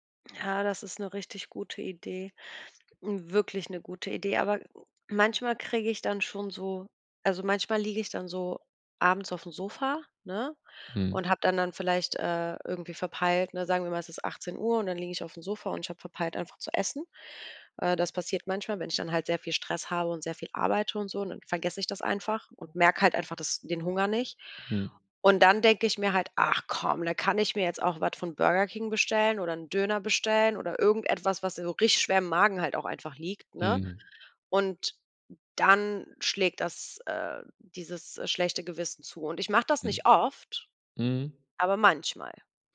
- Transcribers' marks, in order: put-on voice: "Ach komm"
- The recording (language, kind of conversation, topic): German, advice, Wie fühlt sich dein schlechtes Gewissen an, nachdem du Fastfood oder Süßigkeiten gegessen hast?